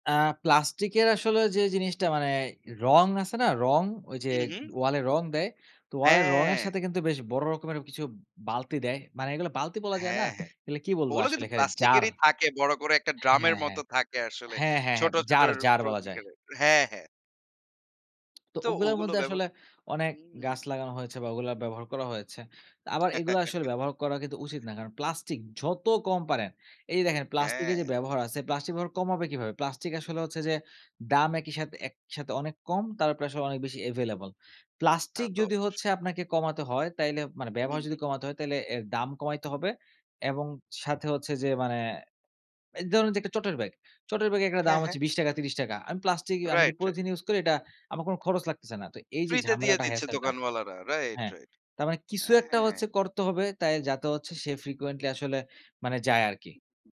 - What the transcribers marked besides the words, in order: tapping; other background noise; chuckle; in English: "available"; in English: "frequently"
- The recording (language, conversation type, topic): Bengali, podcast, শহরের ছোট জায়গায়ও আপনি কীভাবে সহজে প্রকৃতিকে কাছে আনতে পারেন?